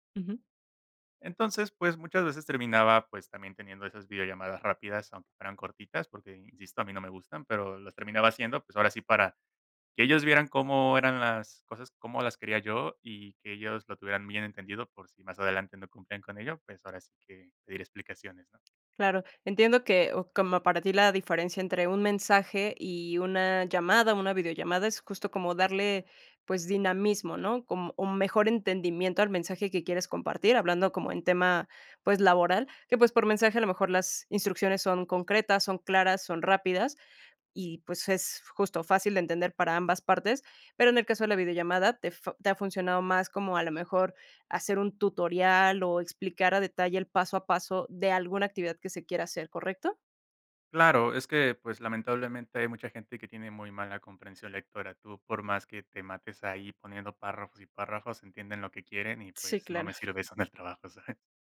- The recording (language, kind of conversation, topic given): Spanish, podcast, ¿Prefieres hablar cara a cara, por mensaje o por llamada?
- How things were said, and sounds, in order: other background noise; laughing while speaking: "eso en el trabajo"